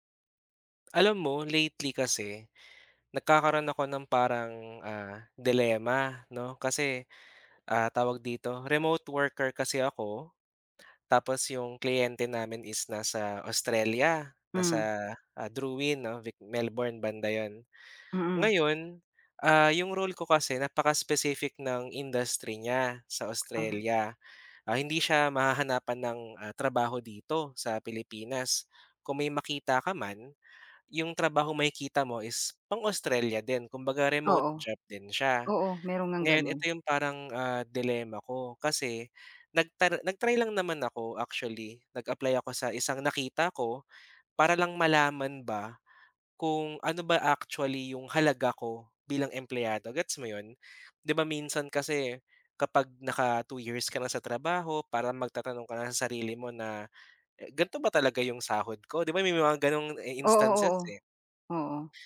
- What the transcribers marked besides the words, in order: in English: "remote worker"; tapping
- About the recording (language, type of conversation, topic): Filipino, advice, Bakit ka nag-aalala kung tatanggapin mo ang kontra-alok ng iyong employer?